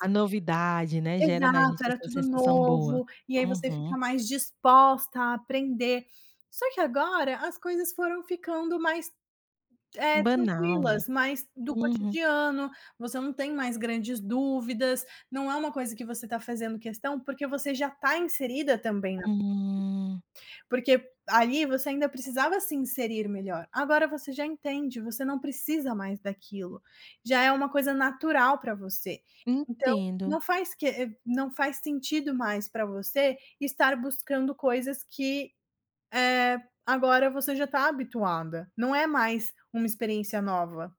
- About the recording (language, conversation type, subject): Portuguese, advice, Como posso aprender os costumes e as normas sociais ao me mudar para outro país?
- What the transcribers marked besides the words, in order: none